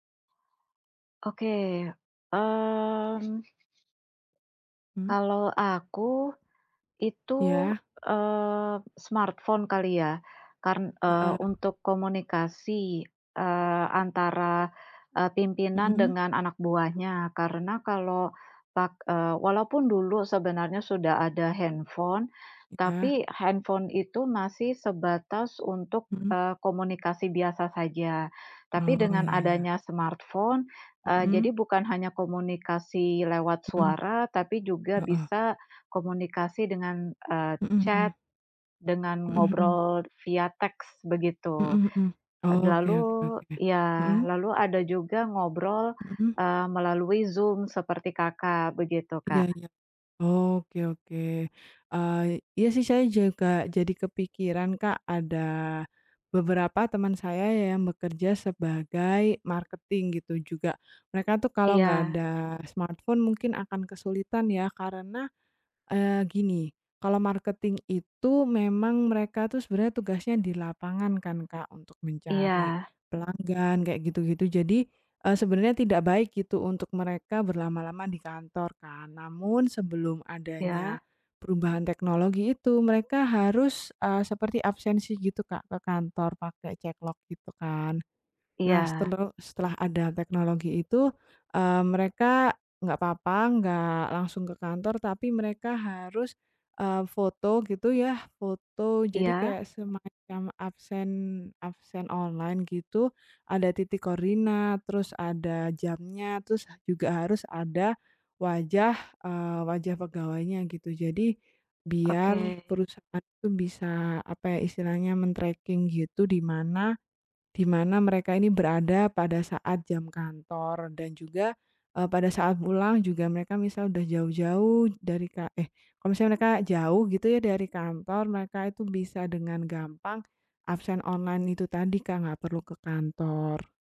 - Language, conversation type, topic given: Indonesian, unstructured, Bagaimana teknologi mengubah cara kita bekerja setiap hari?
- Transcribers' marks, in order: other background noise; in English: "chat"; in English: "marketing"; in English: "marketing"; tapping; in English: "men-tracking"